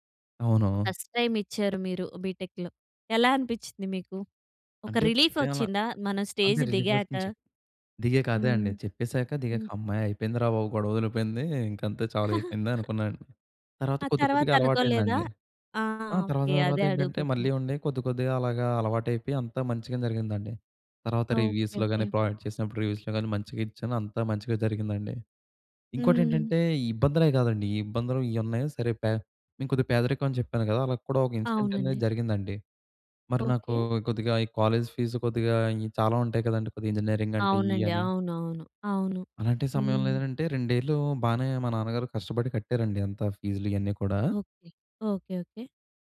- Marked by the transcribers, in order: other background noise; in English: "ఫస్ట్ టైమ్"; in English: "బి టెక్‌లో"; in English: "ఫస్ట్ టైమ్"; in English: "రిలీఫ్"; in English: "రిలీఫ్"; in English: "స్టేజ్"; chuckle; in English: "రివ్యూస్‌లో"; in English: "ప్రాజెక్ట్"; in English: "రివ్యూస్‌లో"; in English: "కాలేజ్ ఫీస్"; in English: "ఇంజినీరింగ్"; in English: "ఫీజ్‌లు"
- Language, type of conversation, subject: Telugu, podcast, పేదరికం లేదా ఇబ్బందిలో ఉన్నప్పుడు అనుకోని సహాయాన్ని మీరు ఎప్పుడైనా స్వీకరించారా?